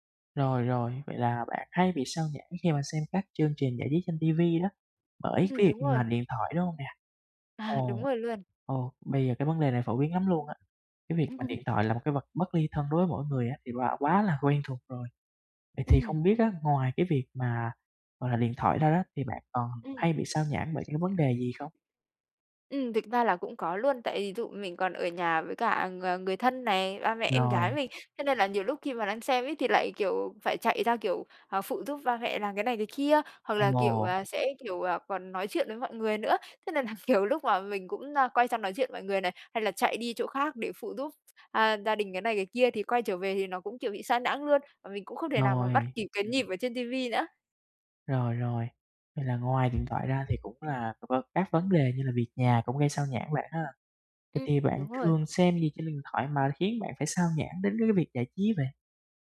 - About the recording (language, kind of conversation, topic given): Vietnamese, advice, Làm sao để tránh bị xao nhãng khi xem phim hoặc nghe nhạc ở nhà?
- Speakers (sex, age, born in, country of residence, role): female, 25-29, Vietnam, Vietnam, user; male, 20-24, Vietnam, Vietnam, advisor
- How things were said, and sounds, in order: tapping; laugh; other background noise; laughing while speaking: "nhiều lúc"